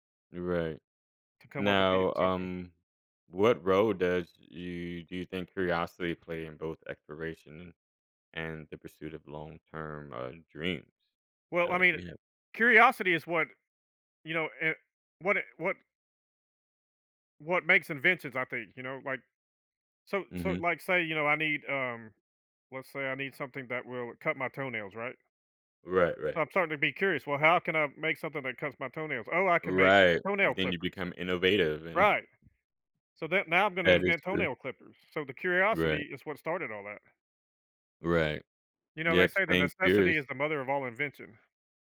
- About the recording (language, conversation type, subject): English, unstructured, What can explorers' perseverance teach us?
- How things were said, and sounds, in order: other background noise; chuckle